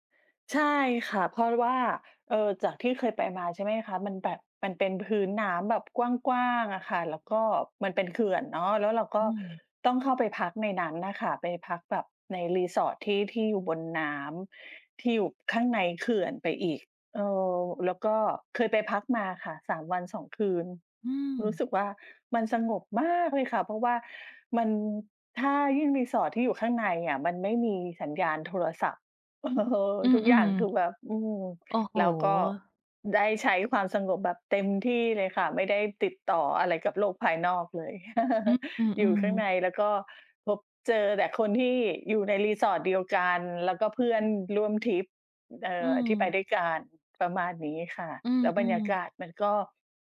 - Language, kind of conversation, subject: Thai, unstructured, ที่ไหนในธรรมชาติที่ทำให้คุณรู้สึกสงบที่สุด?
- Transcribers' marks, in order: stressed: "มาก"; laughing while speaking: "เออ"; chuckle